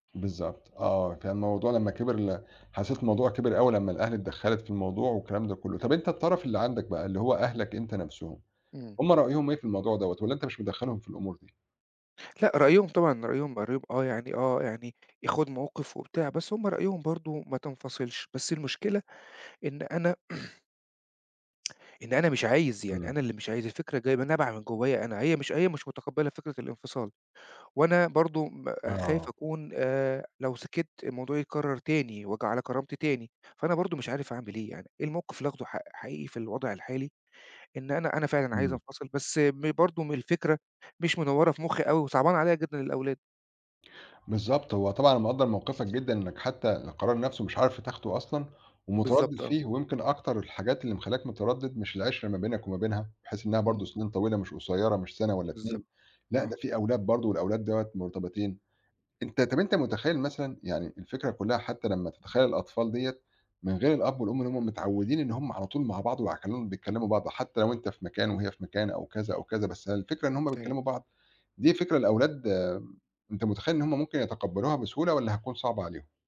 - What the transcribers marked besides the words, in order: other background noise; throat clearing; tsk; tapping
- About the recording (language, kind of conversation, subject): Arabic, advice, إزاي أتعامل مع صعوبة تقبّلي إن شريكي اختار يسيبني؟